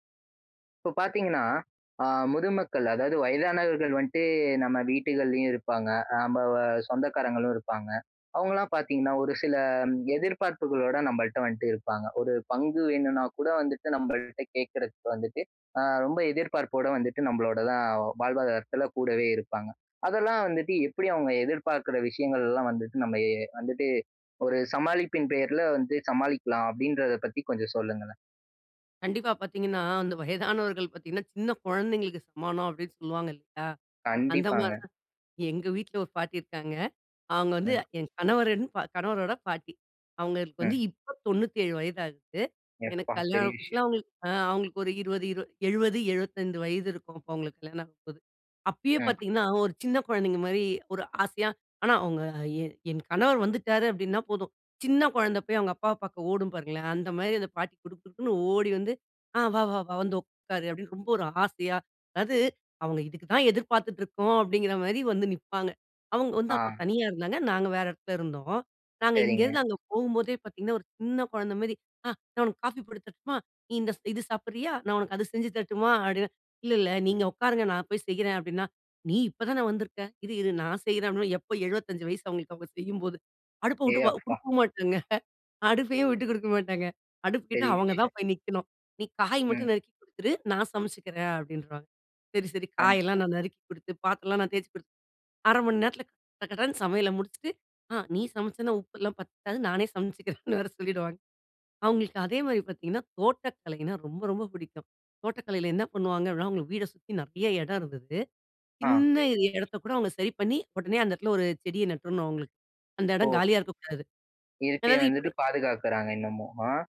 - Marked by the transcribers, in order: "வந்துட்டு" said as "வன்ட்டு"; "வந்துட்டு" said as "வன்ட்டு"; other background noise; laughing while speaking: "அந்த வயதானவர்கள் பார்த்தீங்கன்னா, சின்ன குழந்தைகளுக்கு … கணவரின் கணவரோட பாட்டி"; surprised: "ஏய் அப்பா!"; laughing while speaking: "மாட்டாங்க. அடுப்பையும் விட்டு குடுக்க மாட்டாங்க"; laughing while speaking: "பத்தாது நானே சமைச்சிக்கிறேன்னு வேற சொல்லிவிடுவாங்க"
- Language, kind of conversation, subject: Tamil, podcast, முதியோரின் பங்கு மற்றும் எதிர்பார்ப்புகளை நீங்கள் எப்படிச் சமாளிப்பீர்கள்?